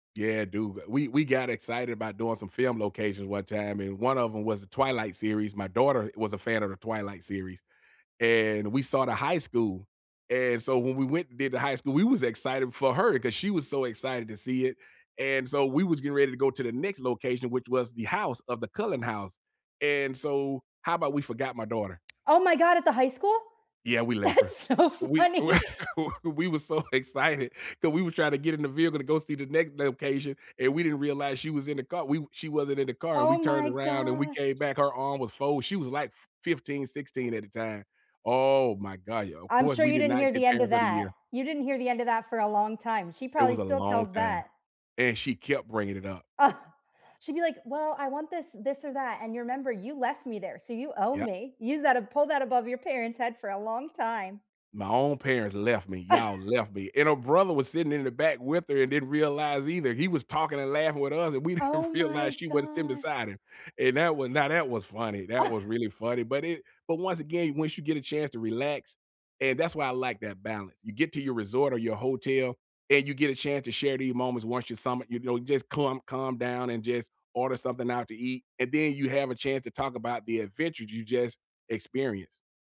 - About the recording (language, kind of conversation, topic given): English, unstructured, Do you prefer relaxing vacations or active adventures?
- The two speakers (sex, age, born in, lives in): female, 30-34, United States, United States; male, 50-54, United States, United States
- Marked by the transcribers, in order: surprised: "Oh my god, at the high school?"; "left" said as "lef"; laughing while speaking: "That's so funny"; laugh; laughing while speaking: "we was so excited"; scoff; other background noise; chuckle; laughing while speaking: "we didn't"; chuckle